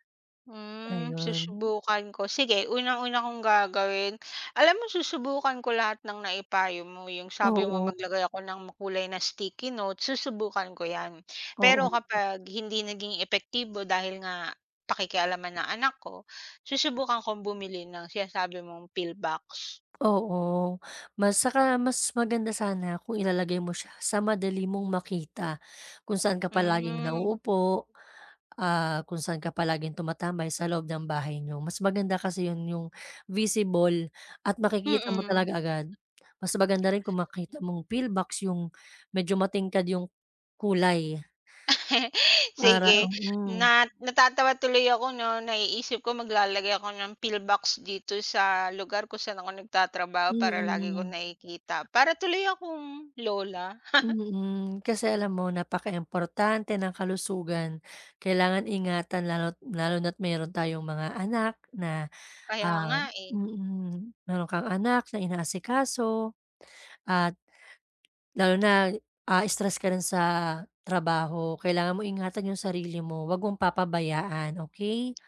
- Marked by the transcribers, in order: other background noise; tapping; in English: "pill box"; background speech; in English: "pill box"; laugh; in English: "pill box"; chuckle
- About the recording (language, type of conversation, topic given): Filipino, advice, Paano mo maiiwasan ang madalas na pagkalimot sa pag-inom ng gamot o suplemento?